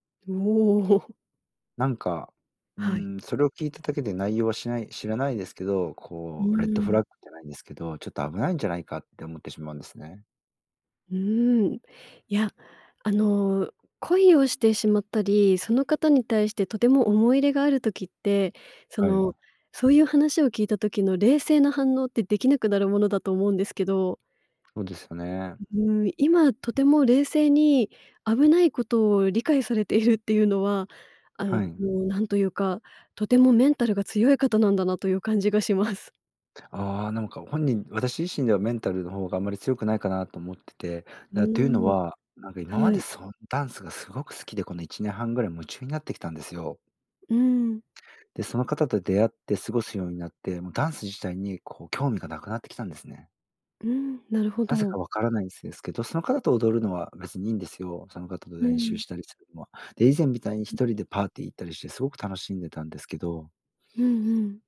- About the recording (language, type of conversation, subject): Japanese, advice, 冷めた関係をどう戻すか悩んでいる
- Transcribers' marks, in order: laugh; other noise